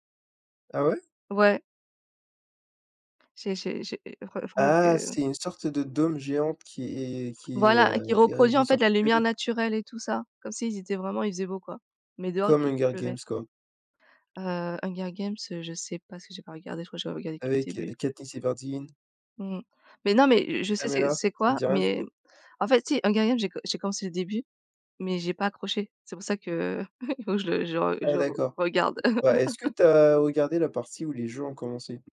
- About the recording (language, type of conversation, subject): French, unstructured, Comment persuades-tu quelqu’un de réduire sa consommation d’énergie ?
- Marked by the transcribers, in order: tapping; chuckle; laugh; other background noise